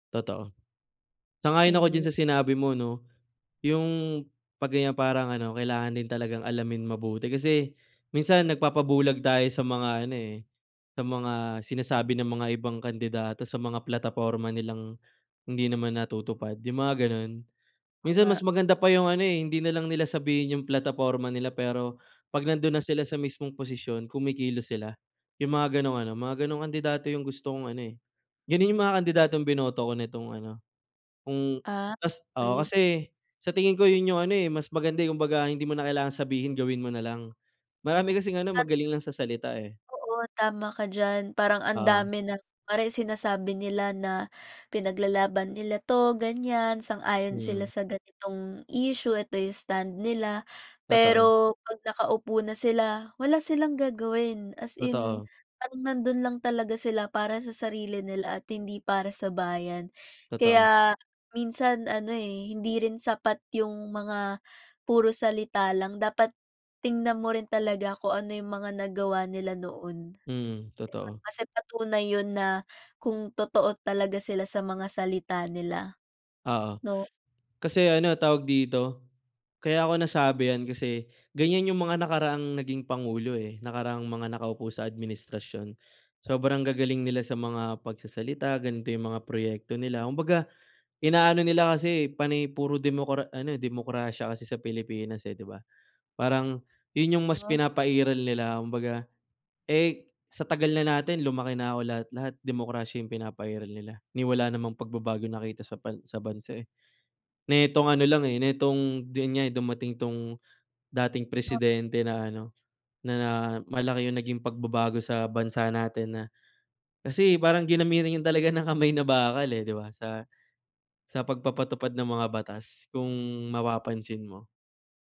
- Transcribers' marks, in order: other background noise
- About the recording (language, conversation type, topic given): Filipino, unstructured, Paano mo ilalarawan ang magandang pamahalaan para sa bayan?